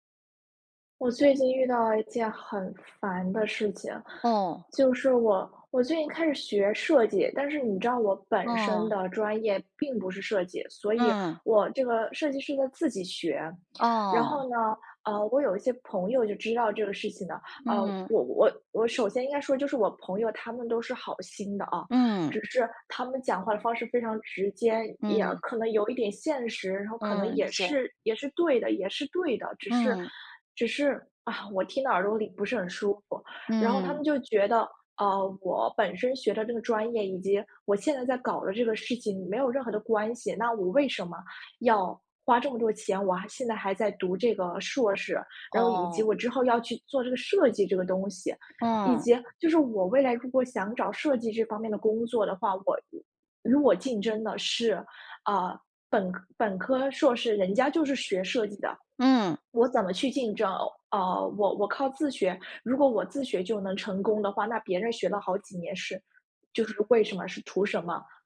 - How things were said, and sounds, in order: other background noise; tapping
- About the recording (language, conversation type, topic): Chinese, advice, 被批评后，你的创作自信是怎样受挫的？